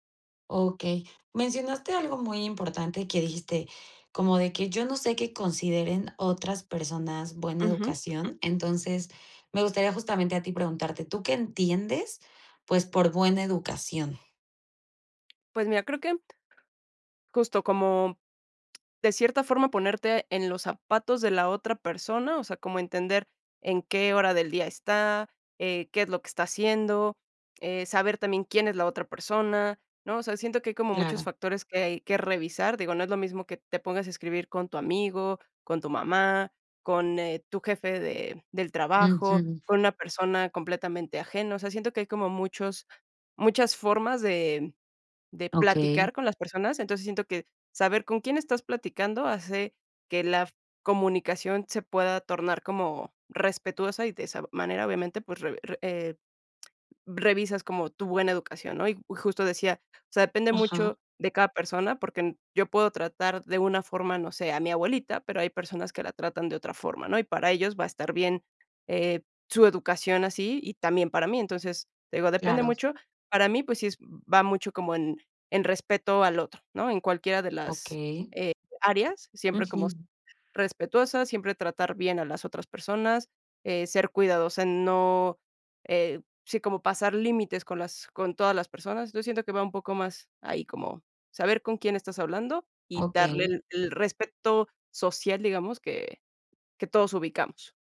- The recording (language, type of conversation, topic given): Spanish, podcast, ¿Qué consideras que es de buena educación al escribir por WhatsApp?
- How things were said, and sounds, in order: none